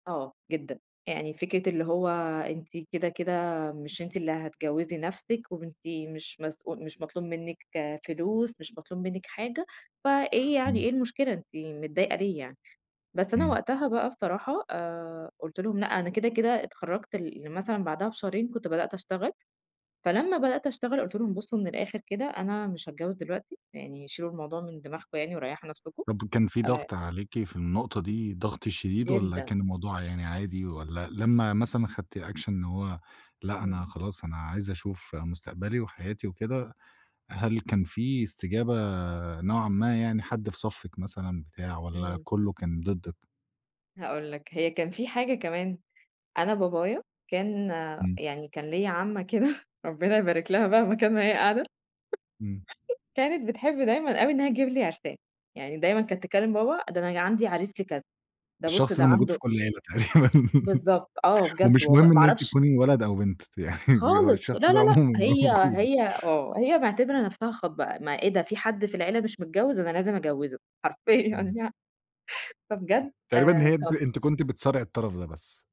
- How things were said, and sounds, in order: tapping; in English: "أكشن"; laughing while speaking: "كده، ربنا يباركلها بقى مكان ما هي قاعدة"; chuckle; laughing while speaking: "تقريبًا"; giggle; laughing while speaking: "يعني فجوا الشخص ده عمومًا موجود"; laughing while speaking: "حرفيًا يعني"
- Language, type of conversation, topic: Arabic, podcast, إزاي تحط حدود لتوقعات عيلتك من غير ما يزعلوا قوي؟